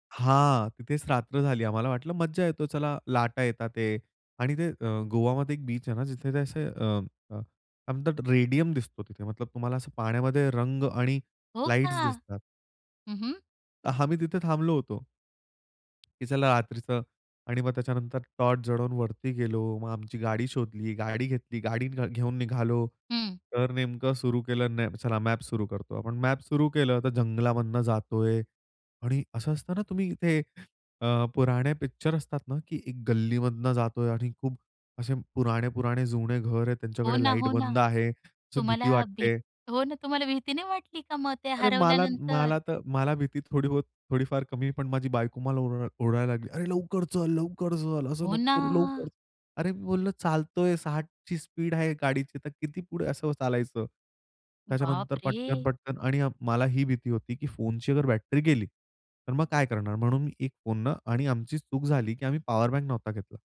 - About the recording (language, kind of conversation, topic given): Marathi, podcast, एखाद्या शहरात तुम्ही कधी पूर्णपणे हरवून गेलात का?
- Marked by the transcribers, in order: in English: "रेडियम"; other background noise; tapping; surprised: "हो ना, तुम्हाला भीती नाही वाटली का मग ते हरवल्यानंतर?"; surprised: "हो ना"